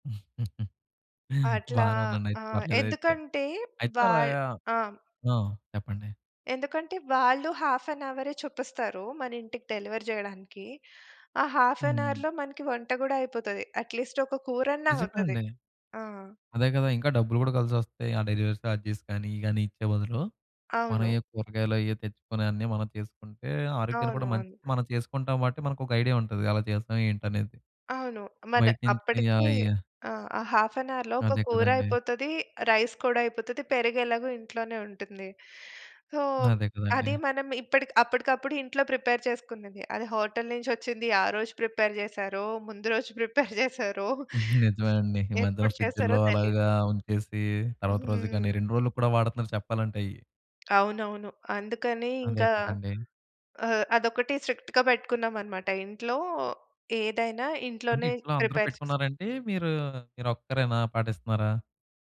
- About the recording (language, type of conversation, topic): Telugu, podcast, ఆరోగ్యంగా ఉండే దారిని ప్రారంభించడానికి మొదట తీసుకోవాల్సిన సులభమైన అడుగు ఏమిటి?
- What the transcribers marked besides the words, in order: chuckle; tapping; in English: "హాఫ్ ఎన్"; in English: "డెలివరీ"; in English: "హాఫ్ ఎన్ అవర్‌లో"; in English: "అట్‌లీస్ట్"; in English: "డెలివరీ సార్జెస్"; in English: "హాఫ్ ఎన్ అవర్‌లో"; in English: "రైస్"; in English: "సో"; other background noise; in English: "ప్రిపేర్"; in English: "ప్రిపేర్"; in English: "ప్రిపేర్"; chuckle; in English: "ఫ్రిడ్జ్‌ల్లో"; in English: "స్ట్రిక్ట్‌గా"; in English: "ప్రిపేర్"